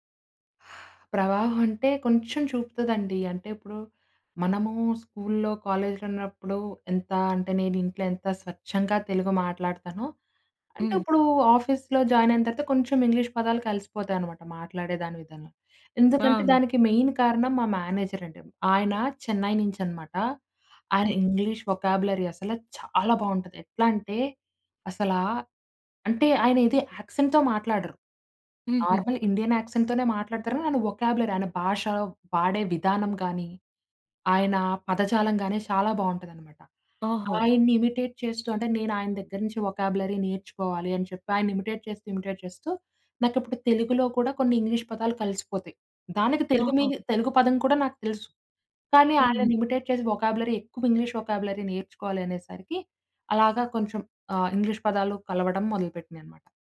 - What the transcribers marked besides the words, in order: exhale; in English: "స్కూల్‌లో, కాలేజ్‌లో"; in English: "ఆఫీస్‌లో జాయిన్"; in English: "ఇంగ్లీష్"; in English: "మెయిన్"; in English: "మేనేజర్"; in English: "ఇంగ్లీష్ వొకబ్యూలరీ"; other background noise; other noise; stressed: "చాలా"; in English: "యాక్సెంట్‌తో"; in English: "నార్మల్ ఇండియన్ యాక్సెంట్‌తోనే"; in English: "వొకబ్యూలరీ"; in English: "ఇమిటేట్"; in English: "వొకబ్యూలరీ"; in English: "ఇమిటేట్"; in English: "ఇమిటేట్"; in English: "ఇంగ్లీష్"; in English: "ఇమిటేట్"; in English: "వొకబ్యూలరీ"; in English: "ఇంగ్లీష్ వొకబ్యూలరీ"; in English: "ఇంగ్లీష్"
- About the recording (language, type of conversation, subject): Telugu, podcast, మీ భాష మీ గుర్తింపుపై ఎంత ప్రభావం చూపుతోంది?